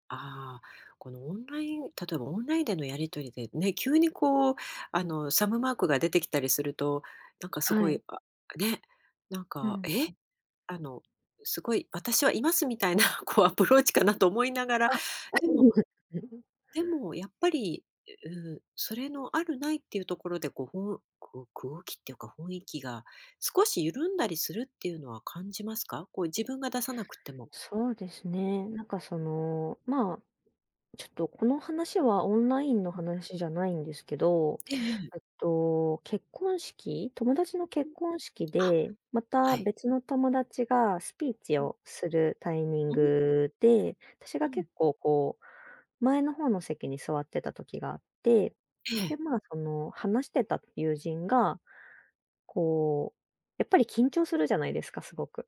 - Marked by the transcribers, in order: laughing while speaking: "こうアプローチかなと思いながら"; unintelligible speech
- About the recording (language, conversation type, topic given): Japanese, podcast, 相槌やうなずきにはどんな意味がありますか？